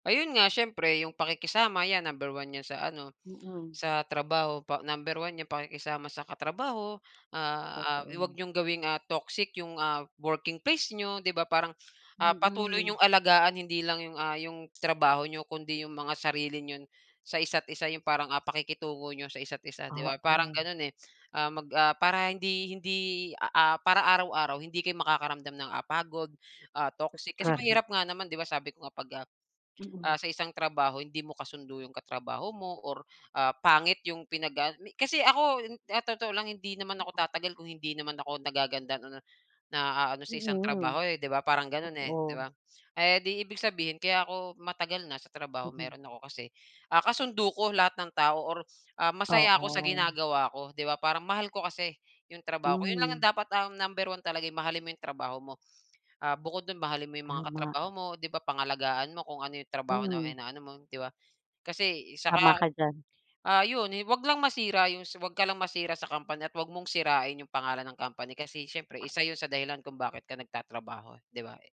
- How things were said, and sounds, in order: tapping; other background noise; "niyo" said as "niyon"
- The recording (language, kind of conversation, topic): Filipino, unstructured, Ano ang pinakamasayang bahagi ng iyong trabaho?